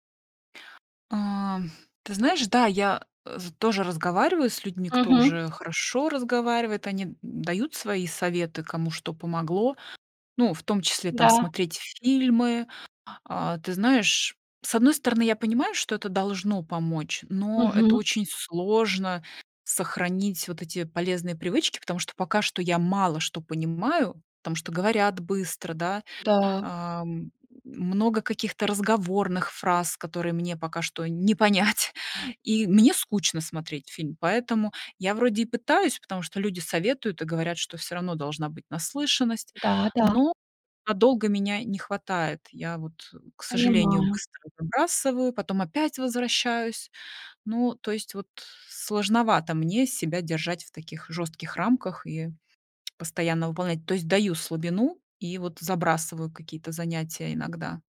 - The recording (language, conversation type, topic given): Russian, advice, Как перестать постоянно сравнивать себя с друзьями и перестать чувствовать, что я отстаю?
- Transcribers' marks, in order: drawn out: "А"; laughing while speaking: "не понять"; other noise; tapping